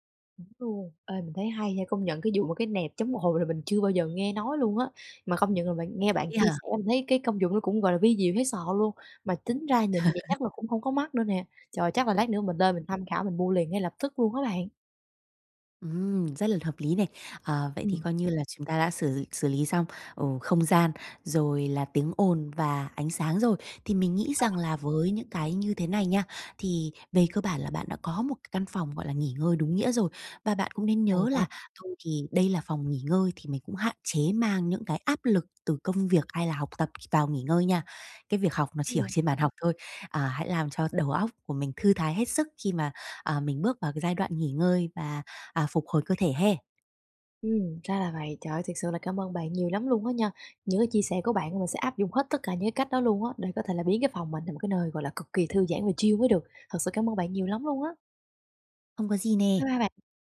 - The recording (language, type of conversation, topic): Vietnamese, advice, Làm thế nào để biến nhà thành nơi thư giãn?
- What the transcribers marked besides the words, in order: other background noise; laugh; tapping; in English: "chill"